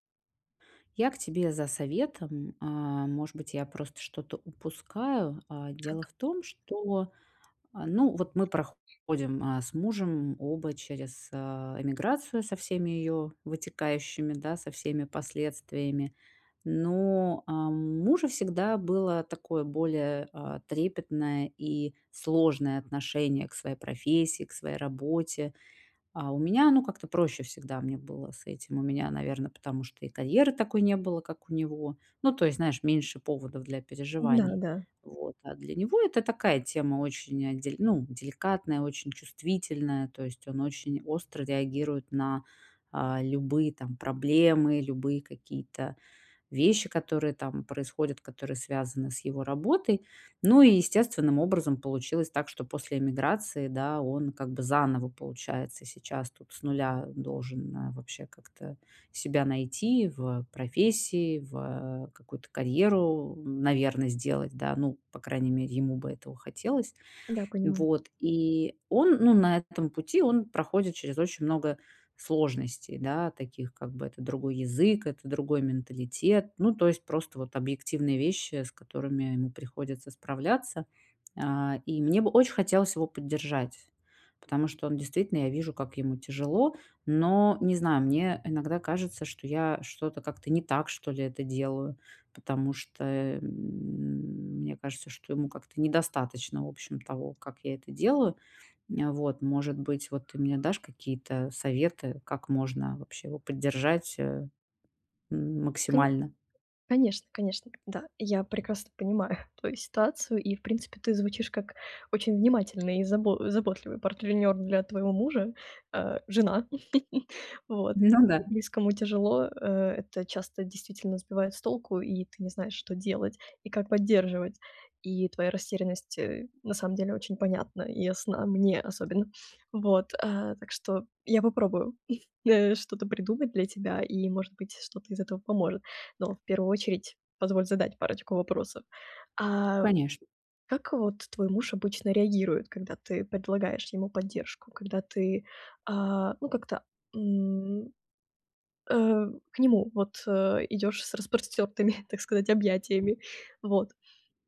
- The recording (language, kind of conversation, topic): Russian, advice, Как поддержать партнёра, который переживает жизненные трудности?
- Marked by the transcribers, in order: other background noise; tapping; chuckle; chuckle